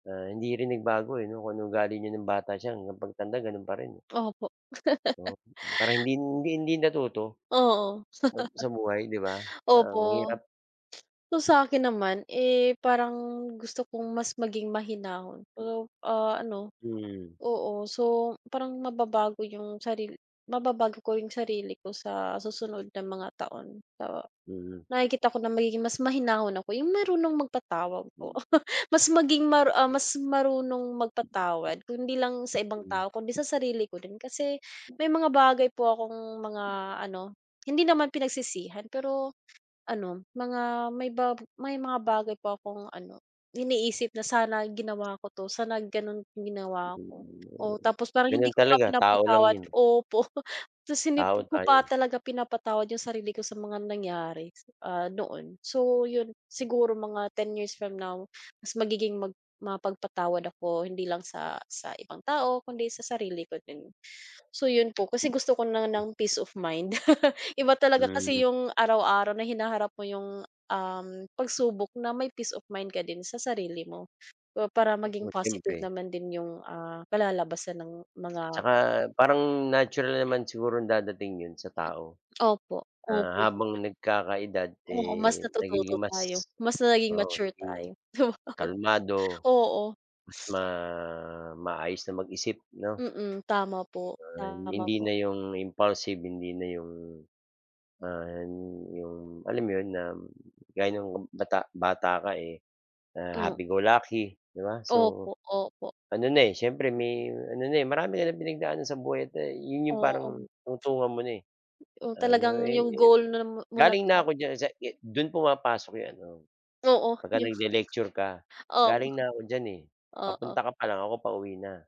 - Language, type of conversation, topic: Filipino, unstructured, Paano mo gustong makita ang sarili mo pagkalipas ng sampung taon?
- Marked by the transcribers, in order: laugh; other background noise; laugh; laugh; laughing while speaking: "opo"; tapping; chuckle; unintelligible speech; laughing while speaking: "'di wow"; in English: "happy go lucky"; unintelligible speech